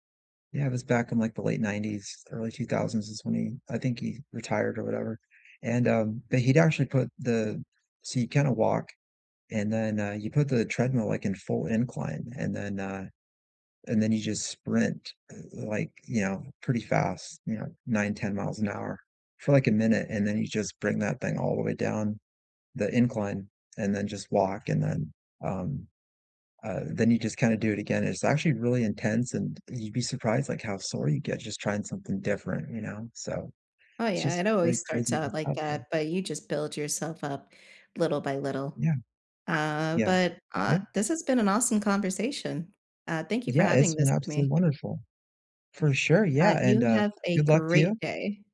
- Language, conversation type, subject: English, unstructured, How do you balance rest, work, and exercise while staying connected to the people you love?
- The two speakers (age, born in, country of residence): 30-34, United States, United States; 40-44, United States, United States
- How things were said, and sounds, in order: other background noise; unintelligible speech; stressed: "great"